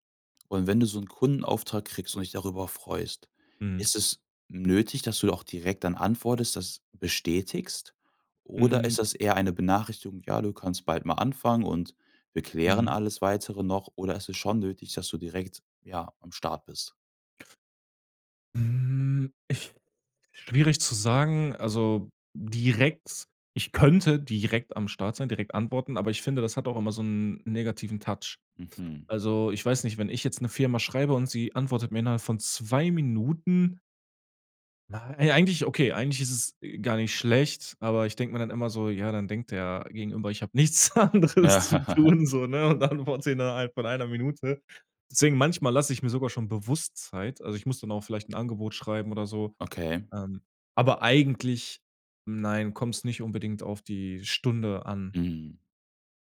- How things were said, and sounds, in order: other background noise; stressed: "direkt"; stressed: "könnte"; in English: "Touch"; laughing while speaking: "anderes zu tun so"; laugh; laughing while speaking: "antworte"
- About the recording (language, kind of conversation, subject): German, advice, Wie kann ich verhindern, dass ich durch Nachrichten und Unterbrechungen ständig den Fokus verliere?